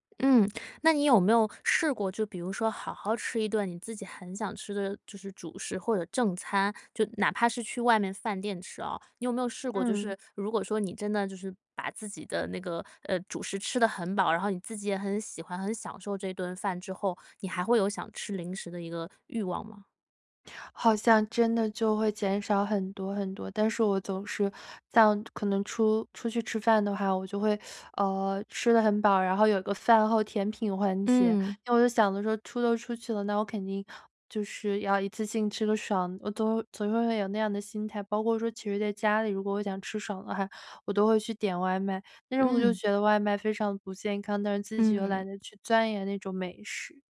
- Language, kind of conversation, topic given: Chinese, advice, 我总是在晚上忍不住吃零食，怎么才能抵抗这种冲动？
- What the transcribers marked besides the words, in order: teeth sucking; tapping